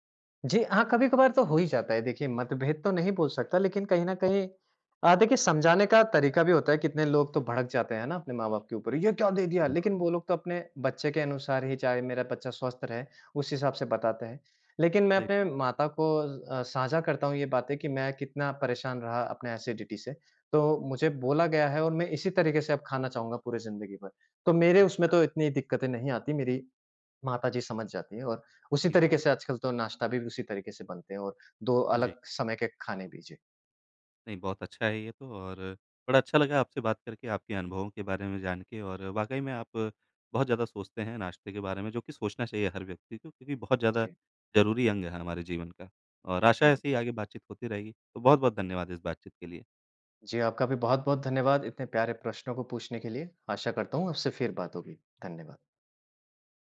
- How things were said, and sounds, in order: unintelligible speech; in English: "एसिडिटी"
- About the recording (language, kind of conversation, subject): Hindi, podcast, आप नाश्ता कैसे चुनते हैं और क्यों?